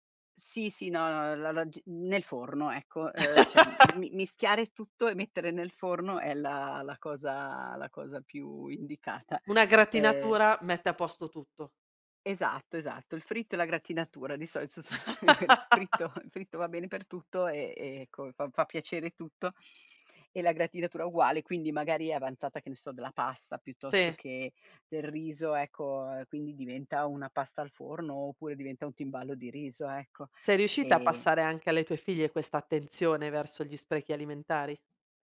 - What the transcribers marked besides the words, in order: laugh; tapping; laugh; laughing while speaking: "son"; chuckle
- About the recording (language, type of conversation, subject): Italian, podcast, Hai qualche trucco per ridurre gli sprechi alimentari?